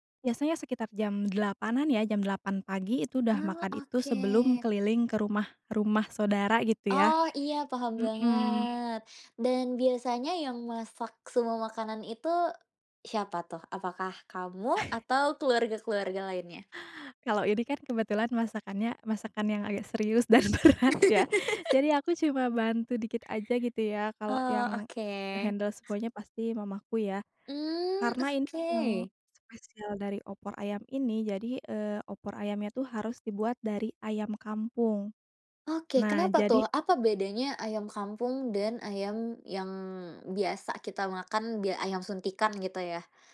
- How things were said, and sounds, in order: drawn out: "banget"; other background noise; laugh; laughing while speaking: "dan berat ya"; in English: "nge-handle"
- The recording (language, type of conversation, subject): Indonesian, podcast, Bisa jelaskan seperti apa tradisi makan saat Lebaran di kampung halamanmu?